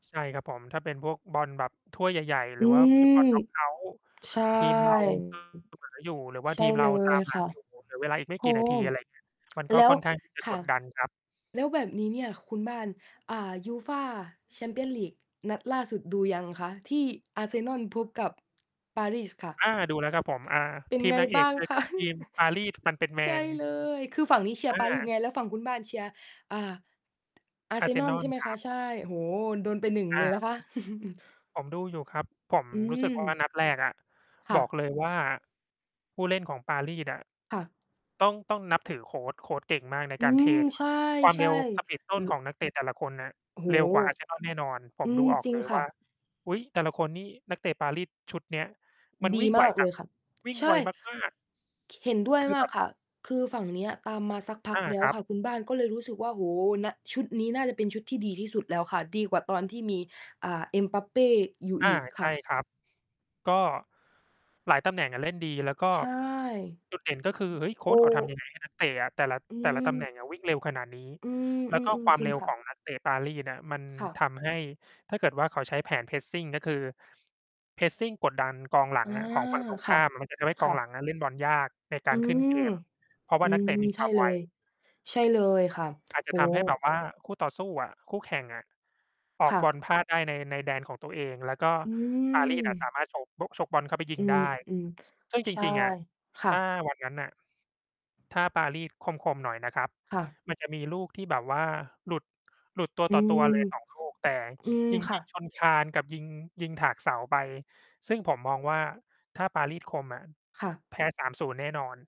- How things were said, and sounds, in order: distorted speech; mechanical hum; other background noise; laughing while speaking: "คะ ?"; chuckle; tapping; chuckle; static; in English: "Pressing"; in English: "Pressing"
- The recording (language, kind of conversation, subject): Thai, unstructured, คุณชอบทำกิจกรรมอะไรในเวลาว่างมากที่สุด?